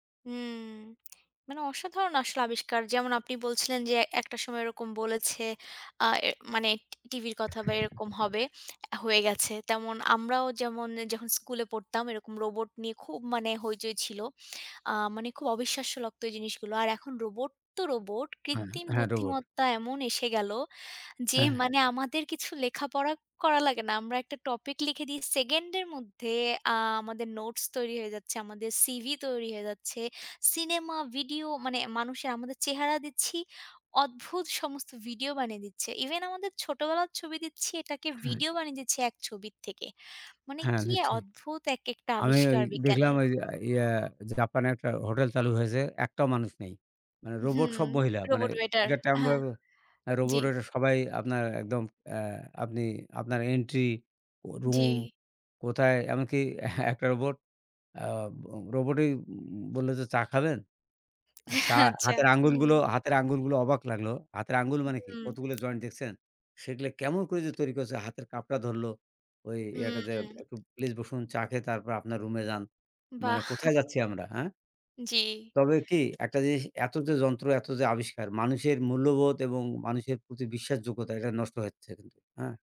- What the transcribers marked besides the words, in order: other background noise; laughing while speaking: "একটা"; laughing while speaking: "আচ্ছা"; laughing while speaking: "বাহ!"
- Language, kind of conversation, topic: Bengali, unstructured, বিজ্ঞান কীভাবে তোমার জীবনকে আরও আনন্দময় করে তোলে?
- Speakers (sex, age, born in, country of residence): female, 25-29, Bangladesh, United States; male, 60-64, Bangladesh, Bangladesh